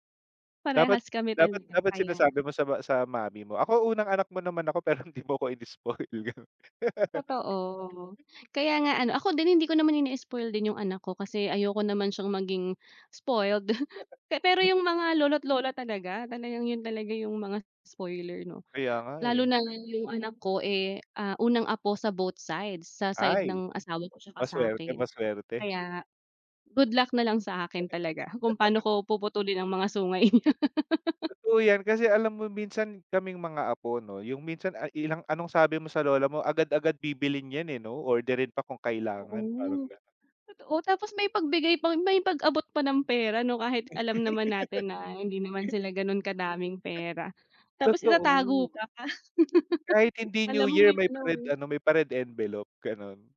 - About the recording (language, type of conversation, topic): Filipino, unstructured, Ano ang paborito mong alaala noong bata ka pa na laging nagpapasaya sa’yo?
- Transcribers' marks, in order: other background noise; laugh; chuckle; laugh; laugh; laugh; tapping